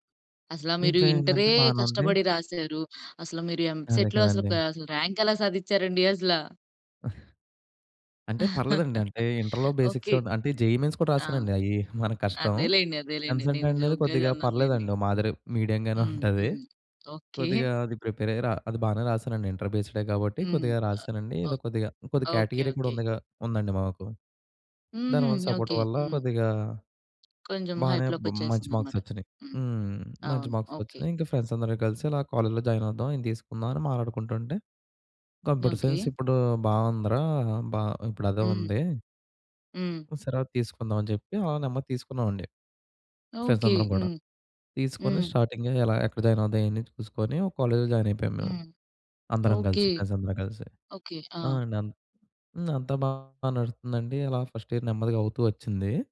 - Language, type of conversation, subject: Telugu, podcast, ఆలస్యంగా అయినా కొత్త నైపుణ్యం నేర్చుకోవడం మీకు ఎలా ఉపయోగపడింది?
- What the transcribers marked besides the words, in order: other background noise; in English: "ఎంసెట్‌లో"; in English: "ర్యాంక్"; giggle; chuckle; in English: "బేసిక్స్"; in English: "జెయి మెయిన్స్"; in English: "ఎంసెట్"; in English: "జోక్‌గా"; in English: "మీడియంగానే"; in English: "ప్రిపేర్"; in English: "ఇంటర్ బేస్‌డే"; in English: "కేటగిరీ"; in English: "సపోర్ట్"; in English: "హైప్‌లోకొచ్చేసిందన్నమాట"; in English: "ఫ్రెండ్స్"; in English: "కాలేజ్‌లో జాయిన్"; in English: "కంప్యూటర్ సైన్స్"; in English: "ఫ్రెండ్స్"; in English: "స్టార్టింగ్"; in English: "జాయిన్"; in English: "కాలేజ్‌లో జాయిన్"; tapping; in English: "ఫ్రెండ్స్"; in English: "ఫస్ట్ ఇయర్"